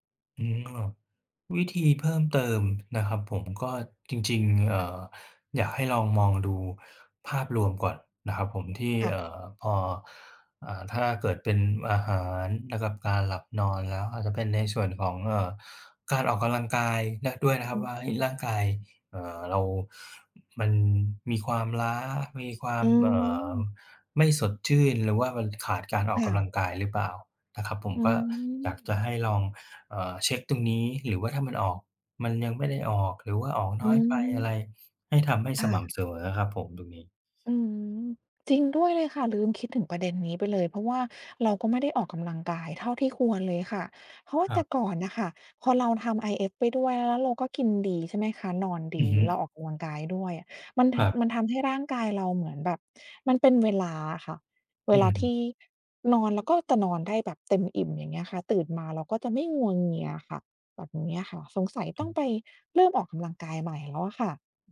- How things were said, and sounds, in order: other background noise; tapping; unintelligible speech
- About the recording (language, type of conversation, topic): Thai, advice, คุณมีวิธีจัดการกับการกินไม่เป็นเวลาและการกินจุบจิบตลอดวันอย่างไร?
- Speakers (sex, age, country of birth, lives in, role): female, 40-44, Thailand, United States, user; male, 40-44, Thailand, Thailand, advisor